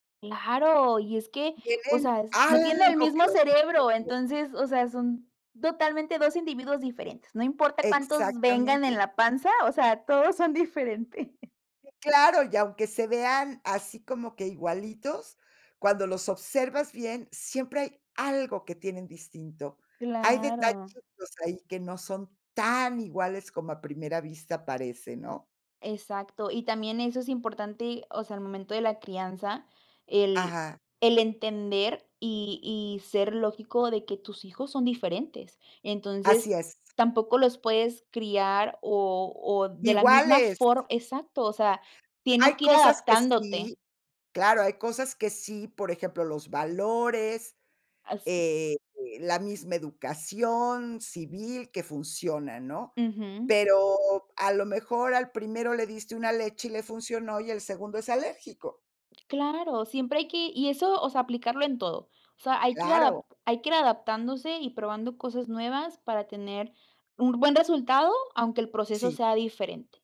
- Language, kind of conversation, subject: Spanish, podcast, ¿Qué significa para ti ser un buen papá o una buena mamá?
- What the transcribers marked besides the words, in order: laughing while speaking: "todos son diferentes"; tapping